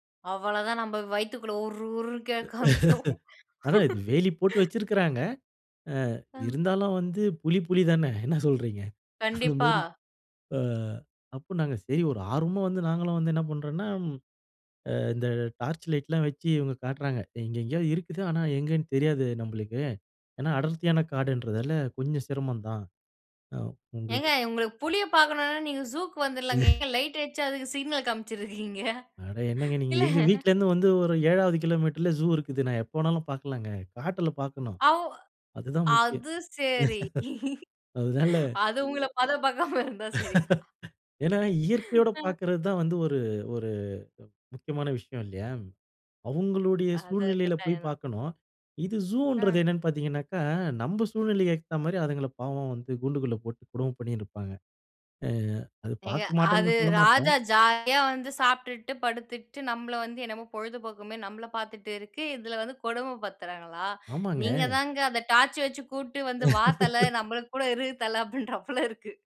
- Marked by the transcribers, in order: "அவ்வளவு" said as "அவளோ"; "நம்ம" said as "நம்ப"; laugh; chuckle; "அதுமாரி" said as "அதுமேரி"; "நம்மளுக்கு" said as "நம்பளுக்கு"; chuckle; "காமிச்சுட்டு இருக்கீங்க?" said as "காம்சுட்றிருக்கீங்க?"; chuckle; drawn out: "அது சரி"; background speech; laughing while speaking: "அது உங்கள பத பாக்காம இருந்தா சரி தான்"; "பதம்" said as "பத"; chuckle; other noise; laugh; laughing while speaking: "அ"; "பார்த்தீங்கனா" said as "பாத்தீங்கனாக்கா"; "நம்ம" said as "நம்ப"; "பொழுதுபோகுமேனு" said as "பொழுதுபோகுமே"; "படுத்துறாங்களா?" said as "பத்துறாங்களா?"; "கூப்பிட்டு" said as "கூட்டு"; laugh; laughing while speaking: "அப்டின்றாப்ல இருக்கு"; "அப்படின்றார் போல" said as "அப்டின்றாப்ல"
- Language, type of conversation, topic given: Tamil, podcast, காட்டில் உங்களுக்கு ஏற்பட்ட எந்த அனுபவம் உங்களை மனதார ஆழமாக உலுக்கியது?
- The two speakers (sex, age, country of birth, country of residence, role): female, 20-24, India, India, host; male, 40-44, India, India, guest